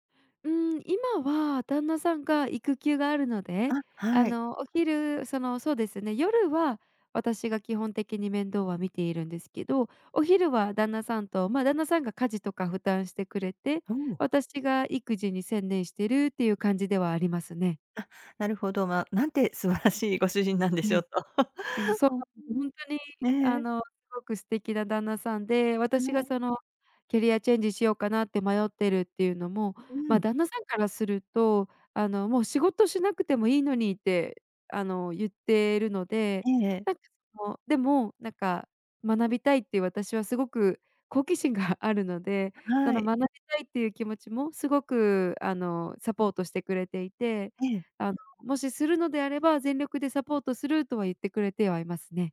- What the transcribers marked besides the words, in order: laughing while speaking: "ご主人なんでしょうと"; "はい" said as "にゃい"; chuckle
- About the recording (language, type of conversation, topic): Japanese, advice, 学び直してキャリアチェンジするかどうか迷っている